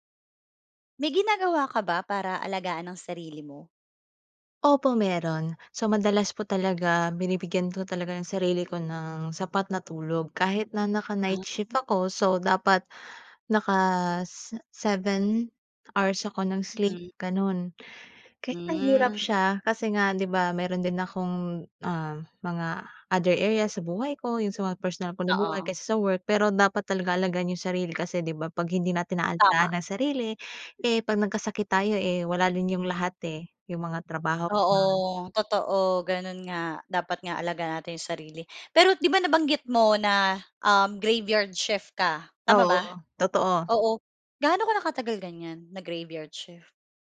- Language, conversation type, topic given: Filipino, podcast, May ginagawa ka ba para alagaan ang sarili mo?
- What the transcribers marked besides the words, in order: in English: "graveyard shift"; in English: "graveyard shift?"